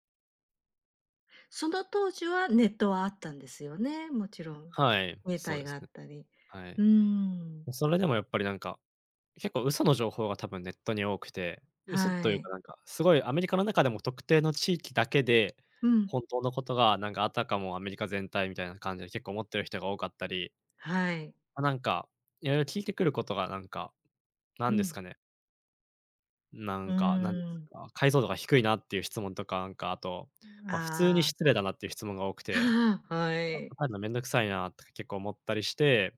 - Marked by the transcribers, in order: tapping
- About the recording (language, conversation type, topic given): Japanese, advice, 新しい環境で自分を偽って馴染もうとして疲れた